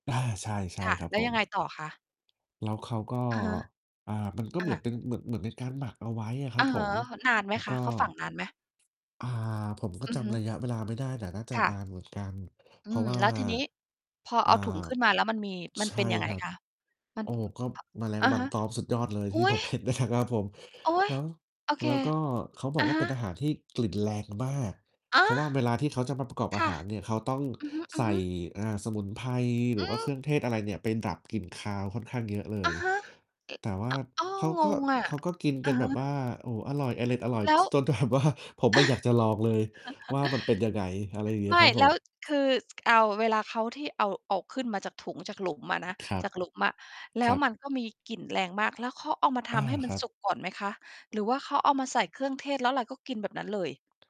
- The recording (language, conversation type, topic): Thai, unstructured, คุณคิดว่าอาหารแปลก ๆ แบบไหนที่น่าลองแต่ก็น่ากลัว?
- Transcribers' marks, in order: distorted speech; mechanical hum; laughing while speaking: "ผมเห็นในถัง"; "อาหาร" said as "ตะหา"; laughing while speaking: "จนแถบว่า"; chuckle; other background noise